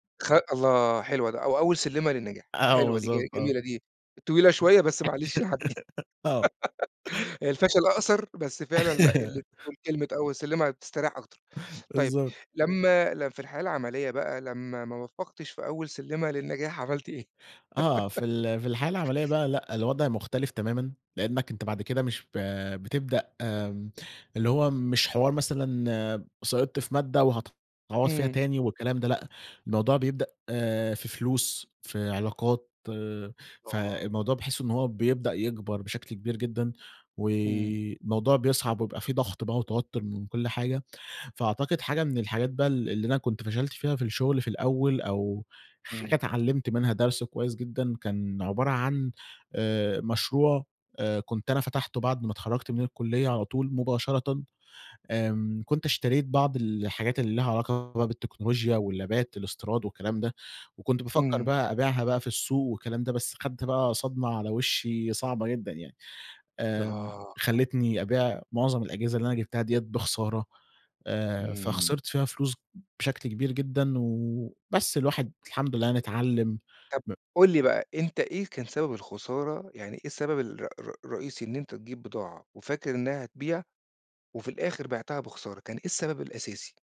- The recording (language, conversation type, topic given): Arabic, podcast, إيه دور الفشل في تشكيل شخصيتك؟
- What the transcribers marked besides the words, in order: giggle; giggle; laugh; giggle; in English: "واللابات"